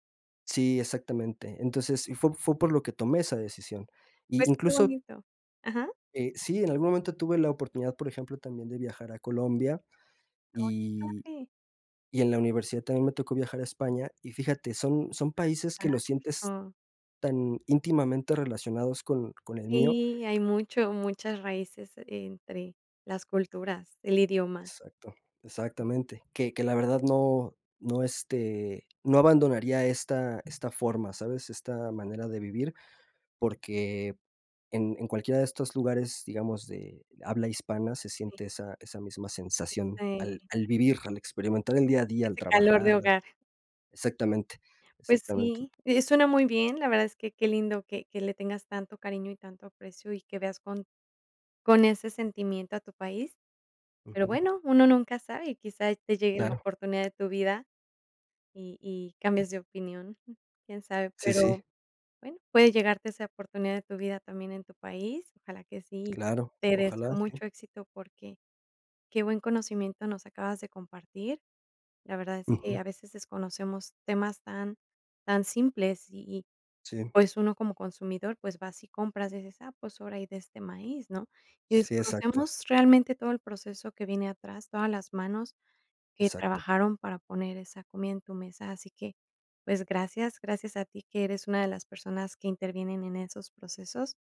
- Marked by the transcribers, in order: other background noise
- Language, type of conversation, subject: Spanish, podcast, ¿Qué decisión cambió tu vida?